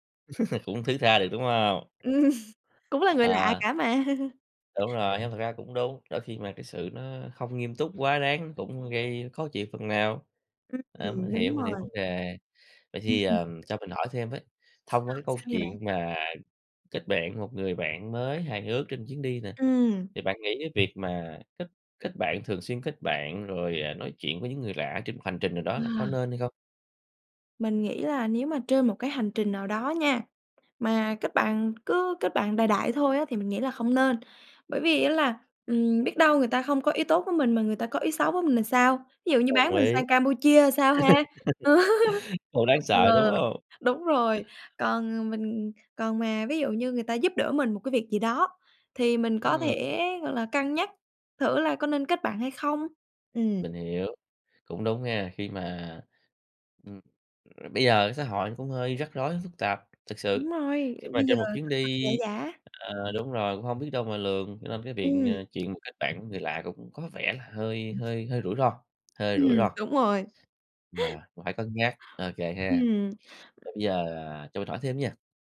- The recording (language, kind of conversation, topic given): Vietnamese, podcast, Bạn có kỷ niệm hài hước nào với người lạ trong một chuyến đi không?
- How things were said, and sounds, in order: laugh; laughing while speaking: "Ừm"; other background noise; laugh; laugh; laugh; tapping; laugh